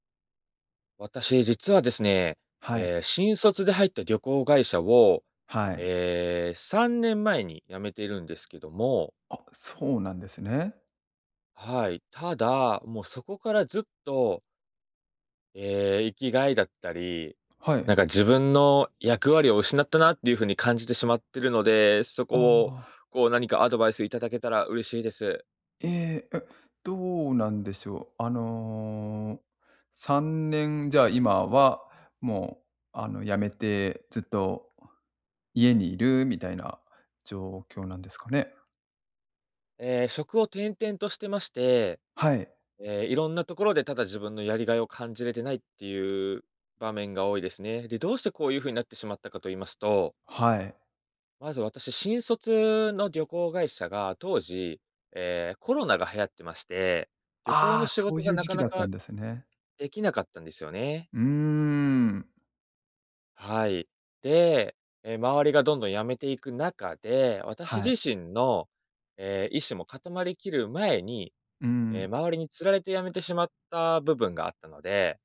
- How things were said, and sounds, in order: none
- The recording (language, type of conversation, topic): Japanese, advice, 退職後、日々の生きがいや自分の役割を失ったと感じるのは、どんなときですか？